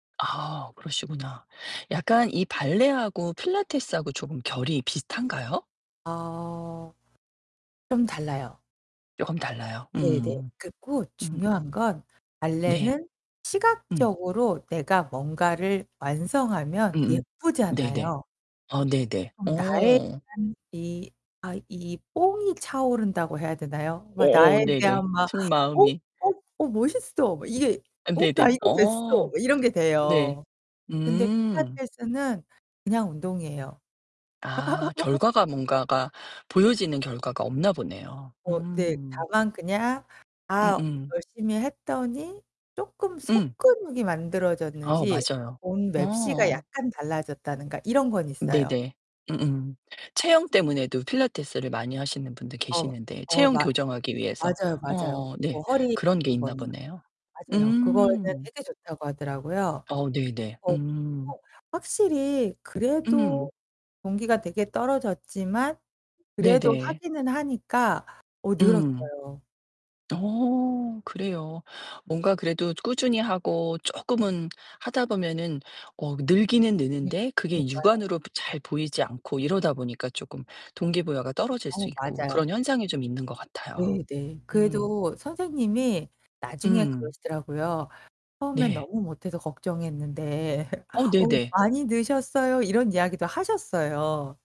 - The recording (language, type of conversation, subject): Korean, advice, 운동을 시작했는데도 동기부여가 계속 떨어지는 이유가 무엇인가요?
- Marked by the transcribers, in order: static; drawn out: "아"; distorted speech; other background noise; drawn out: "오"; drawn out: "어"; drawn out: "음"; laugh; drawn out: "음"; drawn out: "어"; tapping; laugh